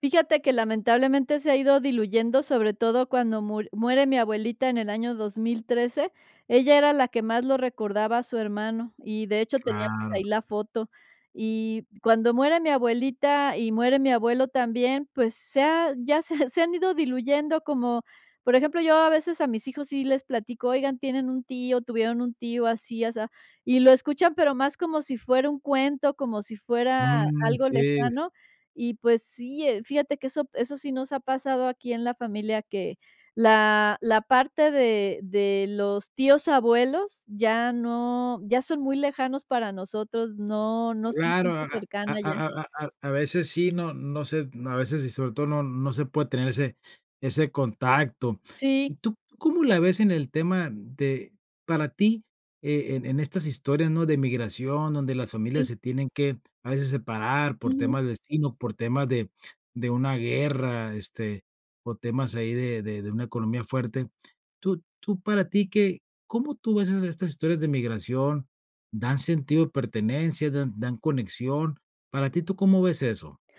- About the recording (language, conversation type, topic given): Spanish, podcast, ¿Qué historias de migración se cuentan en tu familia?
- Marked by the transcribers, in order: laughing while speaking: "se ha"; other background noise; tapping